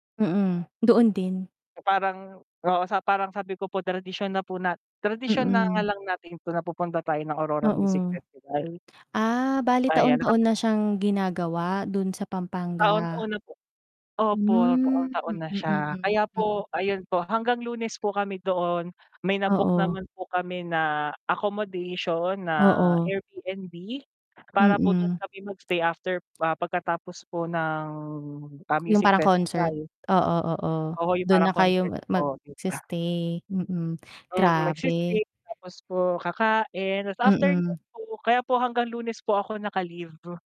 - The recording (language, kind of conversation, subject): Filipino, unstructured, Paano mo pinaplano na masulit ang isang bakasyon sa katapusan ng linggo?
- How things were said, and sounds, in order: static; distorted speech; other background noise; tapping; unintelligible speech